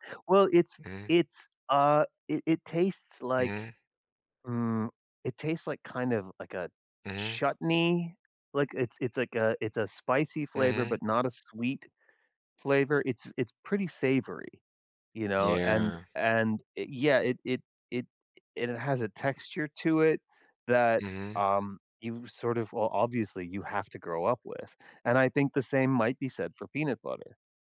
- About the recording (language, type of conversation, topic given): English, unstructured, How should I handle my surprising little food rituals around others?
- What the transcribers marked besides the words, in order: none